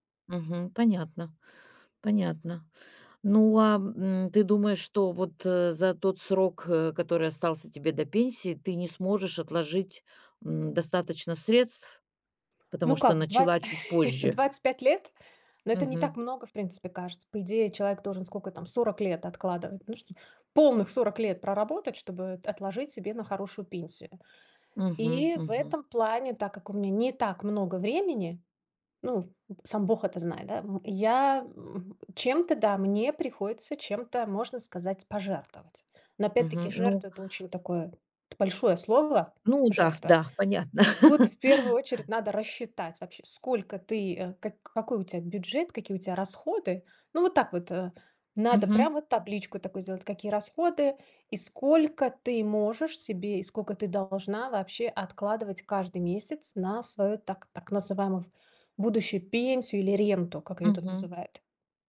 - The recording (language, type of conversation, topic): Russian, podcast, Стоит ли сейчас ограничивать себя ради более комфортной пенсии?
- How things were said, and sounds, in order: chuckle; tapping; other noise; laugh